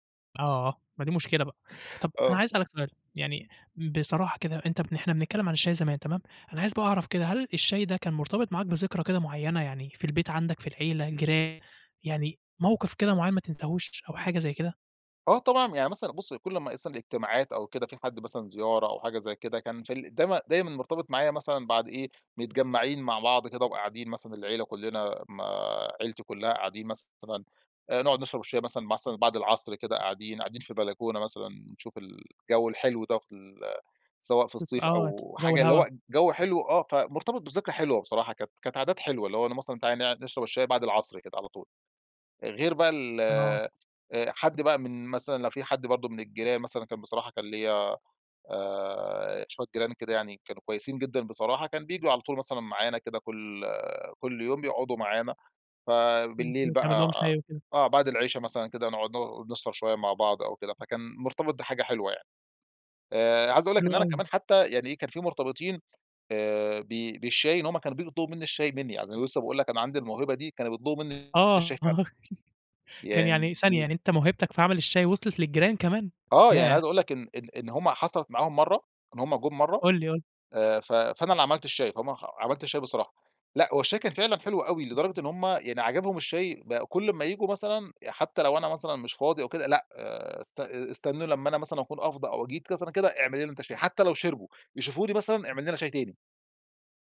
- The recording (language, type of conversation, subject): Arabic, podcast, إيه عاداتك مع القهوة أو الشاي في البيت؟
- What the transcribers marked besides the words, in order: tapping; unintelligible speech; unintelligible speech; other background noise; giggle; unintelligible speech